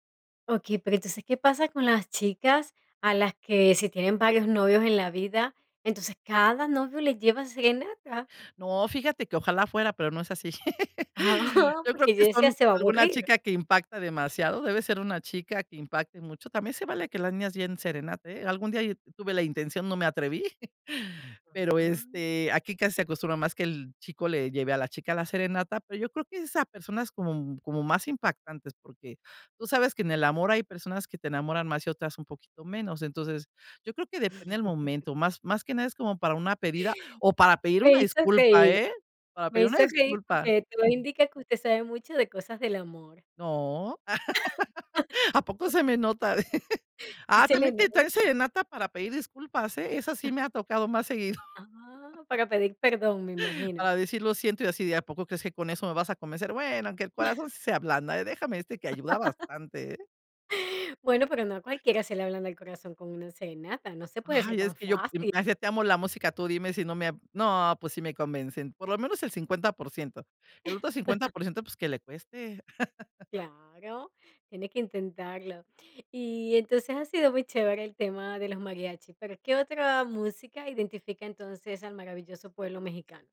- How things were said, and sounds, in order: laugh; laughing while speaking: "Ah"; chuckle; chuckle; laugh; chuckle; laugh; chuckle; laugh; chuckle; chuckle
- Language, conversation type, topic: Spanish, podcast, ¿Por qué te apasiona la música?